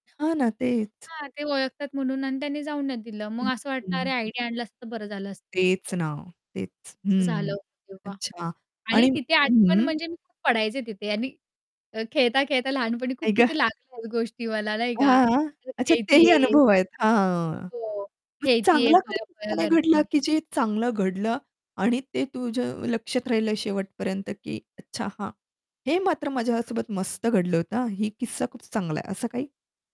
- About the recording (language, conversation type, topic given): Marathi, podcast, तुमच्या परिसरातली लपलेली जागा कोणती आहे, आणि ती तुम्हाला का आवडते?
- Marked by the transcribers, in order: static; distorted speech; other background noise; unintelligible speech